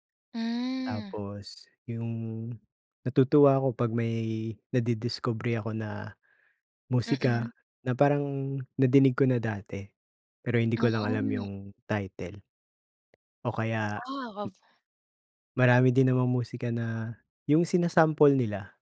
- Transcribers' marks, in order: tapping
- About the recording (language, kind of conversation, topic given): Filipino, unstructured, Ano ang pinaka-nakakatuwang nangyari sa iyo habang ginagawa mo ang paborito mong libangan?